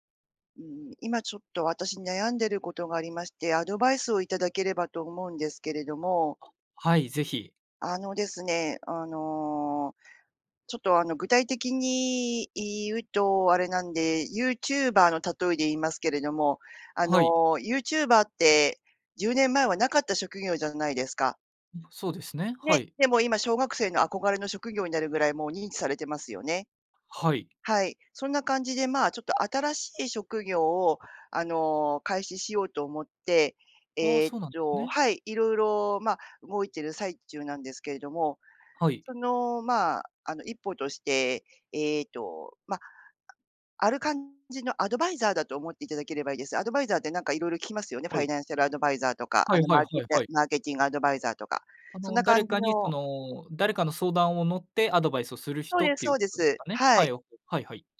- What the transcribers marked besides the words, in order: none
- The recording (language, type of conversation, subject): Japanese, advice, 小さな失敗で目標を諦めそうになるとき、どうすれば続けられますか？